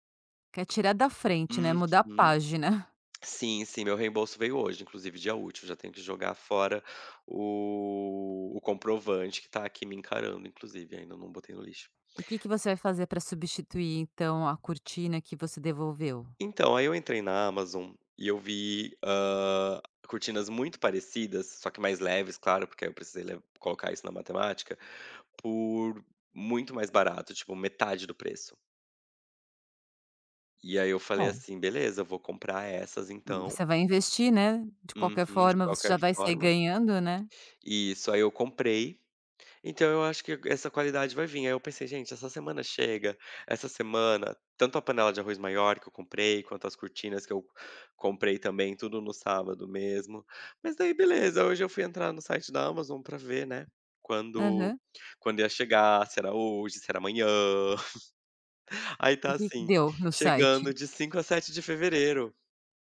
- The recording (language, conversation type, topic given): Portuguese, podcast, Como você organiza seu espaço em casa para ser mais produtivo?
- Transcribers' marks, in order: groan; chuckle